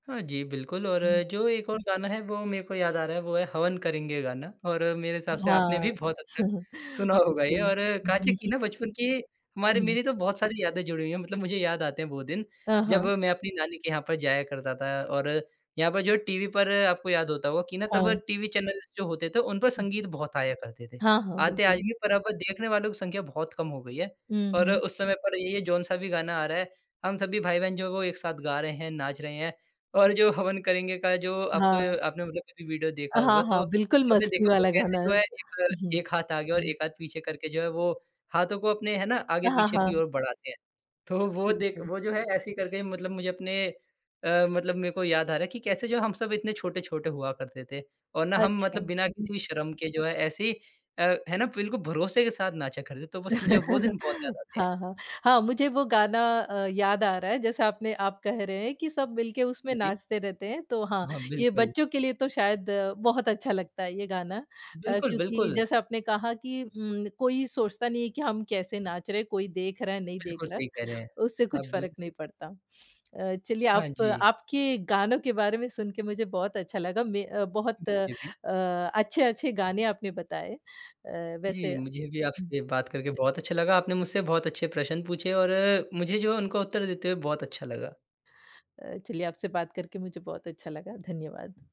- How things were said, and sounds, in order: other background noise; chuckle; laughing while speaking: "सुना होगा ये"; chuckle; in English: "चैनल्स"; laughing while speaking: "और जो"; laughing while speaking: "तो वो देख"; other noise; chuckle; tapping
- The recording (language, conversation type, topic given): Hindi, podcast, कौन-से गाने आपको पुरानी यादों में ले जाते हैं?